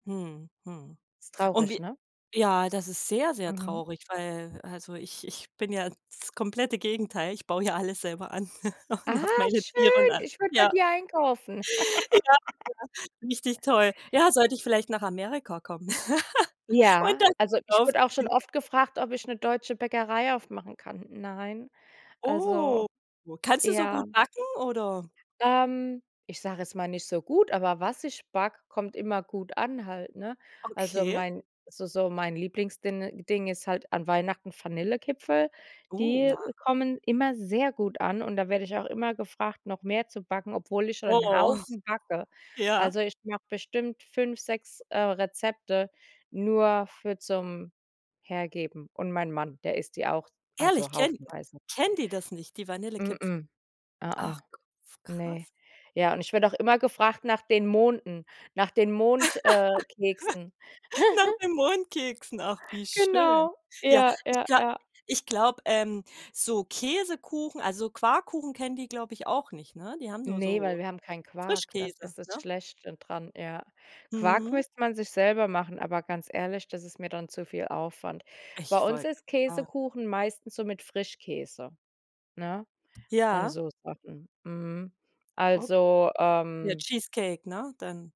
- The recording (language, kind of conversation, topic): German, podcast, Welche Rolle spielt Essen bei deiner kulturellen Anpassung?
- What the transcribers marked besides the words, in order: laugh; joyful: "und hab meine Tiere und a Ja"; joyful: "Ah, schön, ich würde bei dir einkaufen"; drawn out: "Ah, schön"; joyful: "Ja, ja, richtig toll"; laugh; laugh; joyful: "und dann groß aufziehen"; drawn out: "Oh"; stressed: "gut"; stressed: "sehr"; stressed: "Haufen"; other background noise; laugh; joyful: "Nach den Mondkeksen"; giggle; joyful: "Genau"; tapping